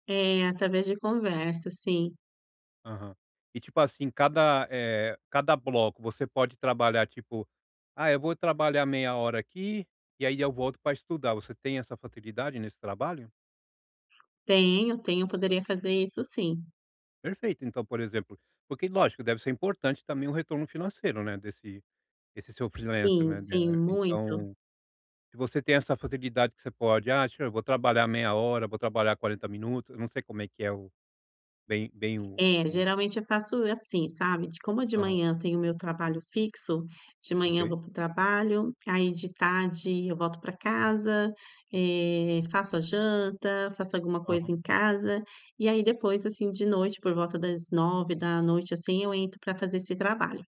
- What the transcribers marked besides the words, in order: none
- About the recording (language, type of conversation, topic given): Portuguese, advice, Como posso manter o autocontrole quando algo me distrai?